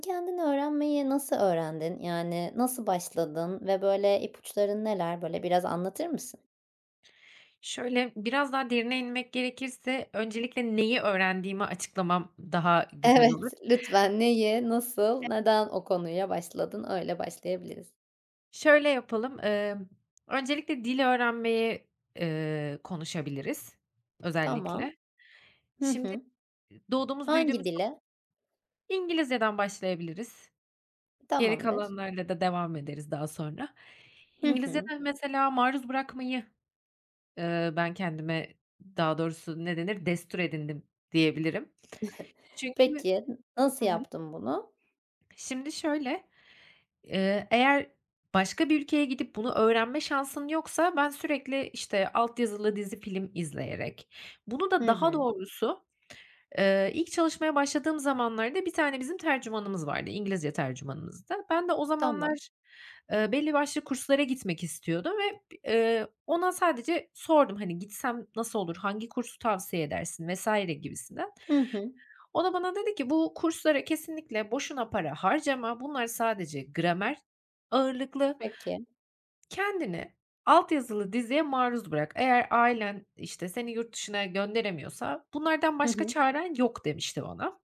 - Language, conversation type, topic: Turkish, podcast, Kendi kendine öğrenmeyi nasıl öğrendin, ipuçların neler?
- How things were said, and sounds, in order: other background noise; laughing while speaking: "Evet, lütfen"; tapping; scoff